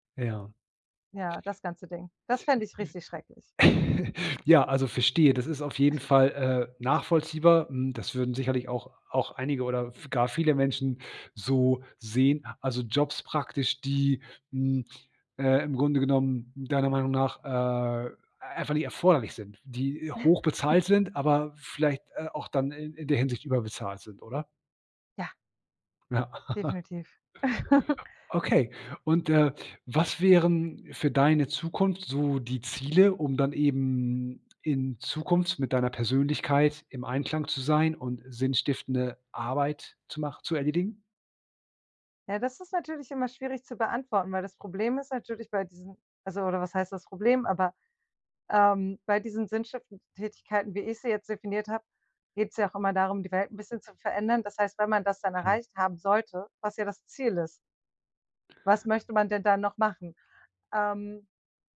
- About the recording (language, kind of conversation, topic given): German, podcast, Was bedeutet sinnvolles Arbeiten für dich?
- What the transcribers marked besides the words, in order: chuckle; chuckle; chuckle; drawn out: "eben"; "Zukunft" said as "Zukunfts"